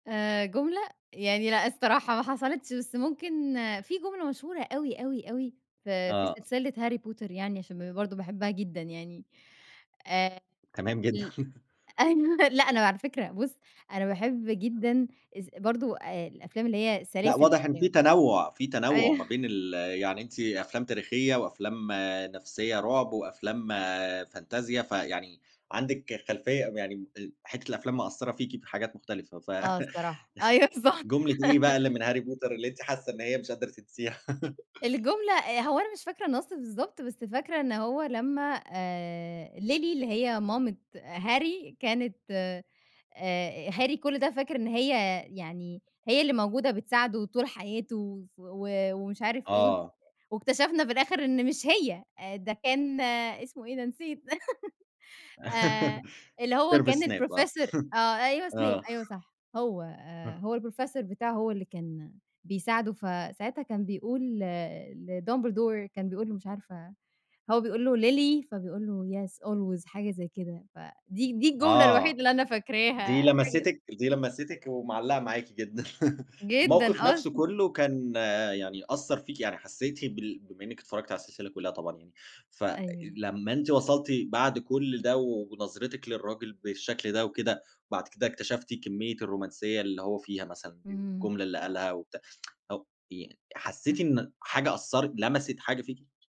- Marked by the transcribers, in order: tapping; laughing while speaking: "ال أ أيوه"; chuckle; in English: "فانتازيا"; chuckle; laughing while speaking: "أيوه، بالضبط"; laugh; laugh; laugh; in English: "الprofessor"; laugh; in English: "الprofessor"; chuckle; unintelligible speech; in English: "yes, always"; chuckle; tsk
- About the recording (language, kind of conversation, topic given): Arabic, podcast, إيه أكتر فيلم أثر فيك؟